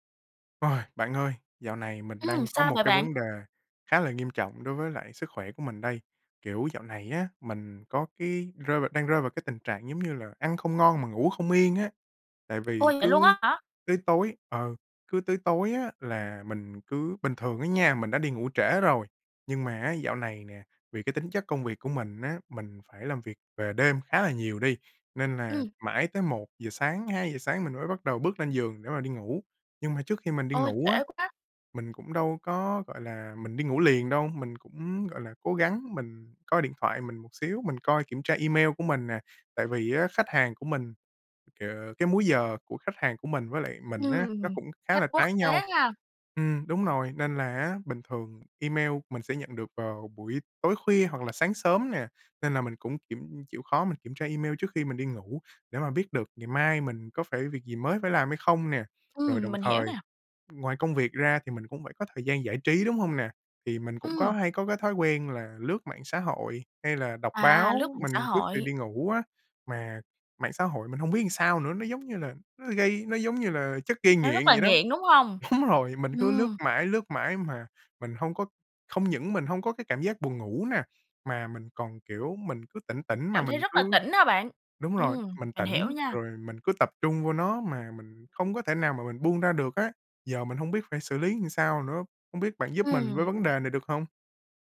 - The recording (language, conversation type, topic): Vietnamese, advice, Thói quen dùng điện thoại trước khi ngủ ảnh hưởng đến giấc ngủ của bạn như thế nào?
- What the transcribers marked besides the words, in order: tapping; other background noise; laughing while speaking: "Đúng"; "làm" said as "ừn"